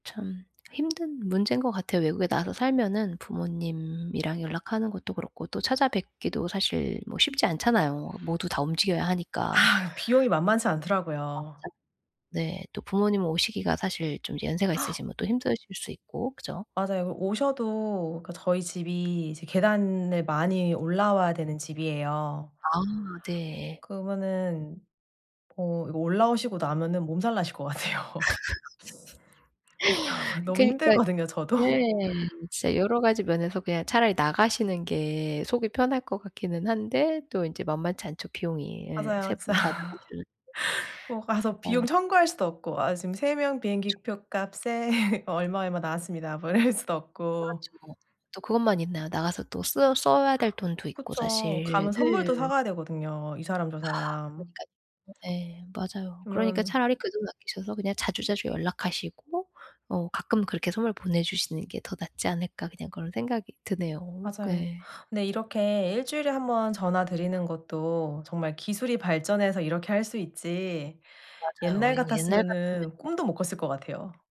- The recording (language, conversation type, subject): Korean, advice, 이사 후 배우자와 가족과의 소통을 어떻게 유지할 수 있을까요?
- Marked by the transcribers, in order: other background noise; unintelligible speech; gasp; laughing while speaking: "같아요"; laugh; laughing while speaking: "진짜"; laugh; laughing while speaking: "뭐 이럴 수도 없고"; sigh